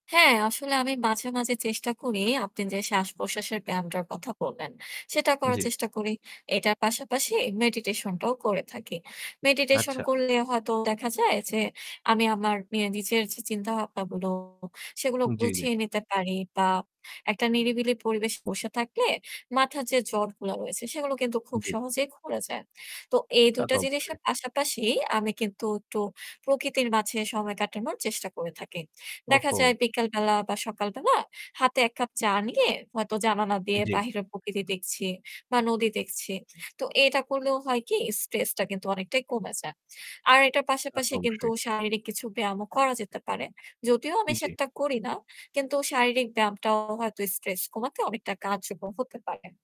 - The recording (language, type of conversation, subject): Bengali, unstructured, আপনি কীভাবে মানসিক চাপ কমান?
- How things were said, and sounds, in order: static; in English: "meditation"; in English: "Meditation"; distorted speech; "জানালা" said as "জানানা"